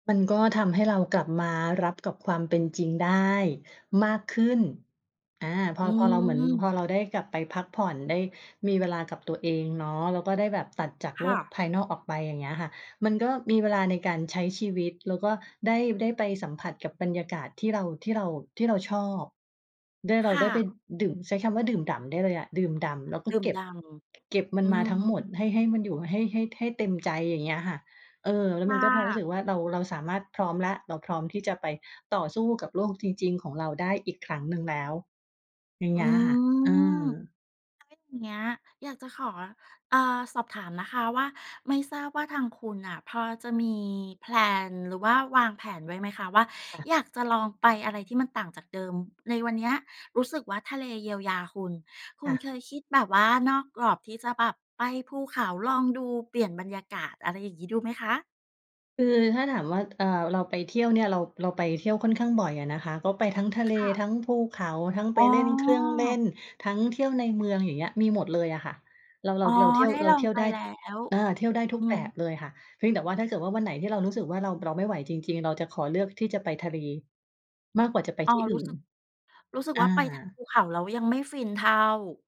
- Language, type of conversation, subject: Thai, podcast, เล่าเรื่องหนึ่งที่คุณเคยเจอแล้วรู้สึกว่าได้เยียวยาจิตใจให้ฟังหน่อยได้ไหม?
- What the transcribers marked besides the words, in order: tapping; drawn out: "อืม"; in English: "แพลน"; drawn out: "อ๋อ"